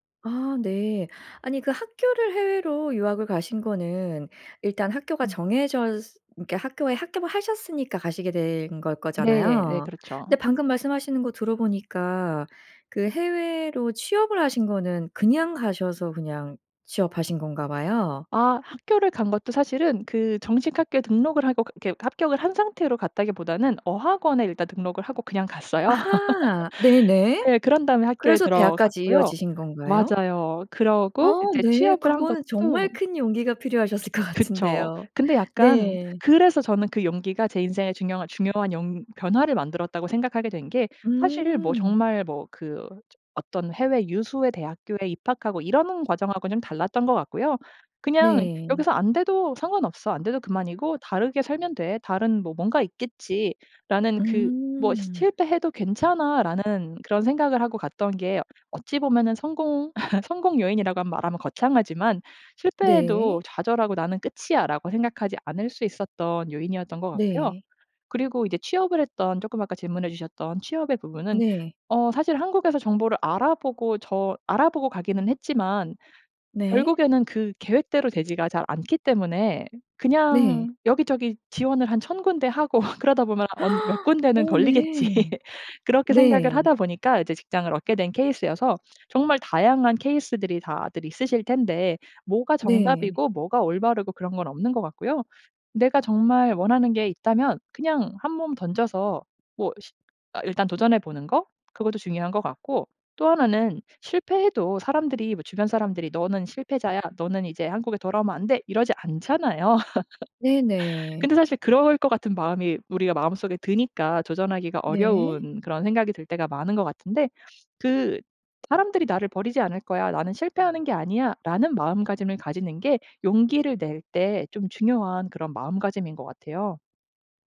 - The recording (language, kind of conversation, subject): Korean, podcast, 한 번의 용기가 중요한 변화를 만든 적이 있나요?
- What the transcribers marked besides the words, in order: laugh; tapping; laughing while speaking: "필요하셨을 것 같은데요"; laugh; laugh; laughing while speaking: "걸리겠지.'"; gasp; laugh